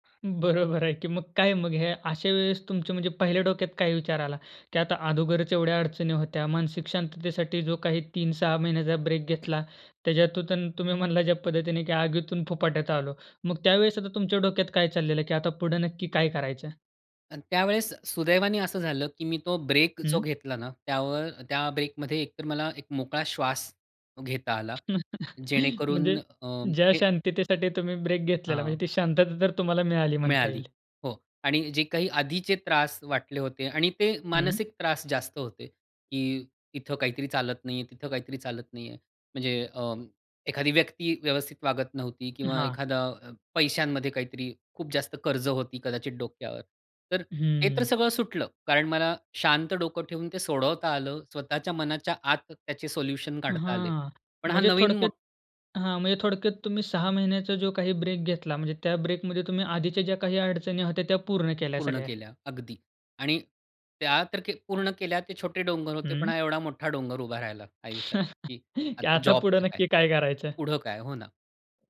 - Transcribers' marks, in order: laughing while speaking: "बरोबर आहे की"; other background noise; chuckle; laughing while speaking: "म्हणजे ज्या शांततेसाठी तुम्ही ब्रेक घेतलेला"; chuckle
- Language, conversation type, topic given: Marathi, podcast, एखाद्या अपयशातून तुला काय शिकायला मिळालं?